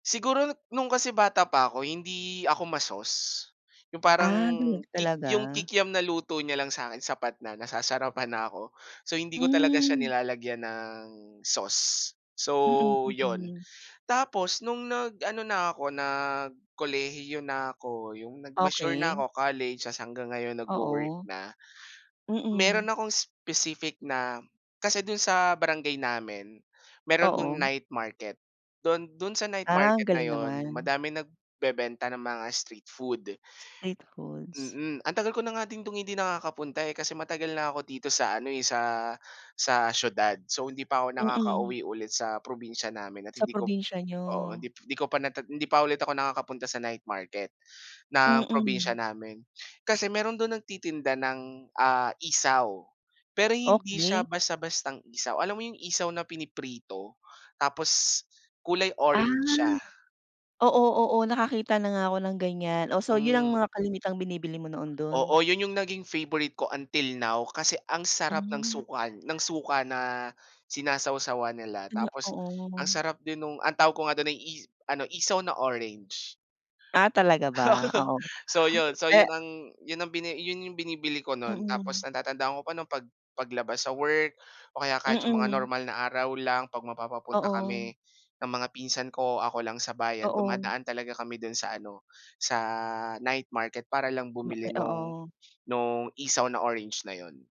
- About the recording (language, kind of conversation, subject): Filipino, podcast, Ano ang paborito mong pagkaing kalye, at bakit ka nahuhumaling dito?
- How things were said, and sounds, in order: other animal sound; laugh; other noise